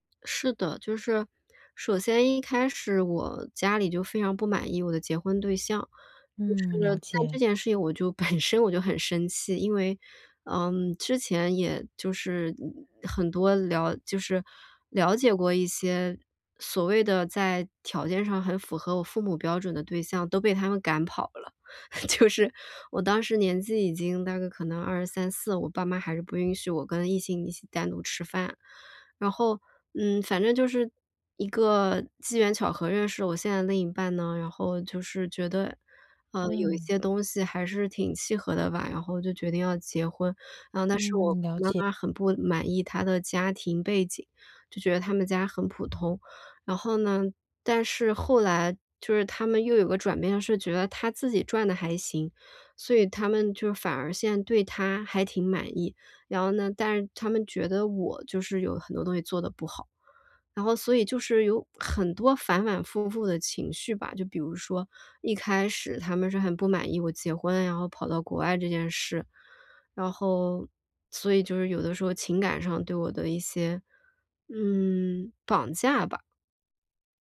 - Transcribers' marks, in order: laughing while speaking: "本身"; laughing while speaking: "就是"
- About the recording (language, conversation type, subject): Chinese, advice, 我怎样在变化中保持心理韧性和自信？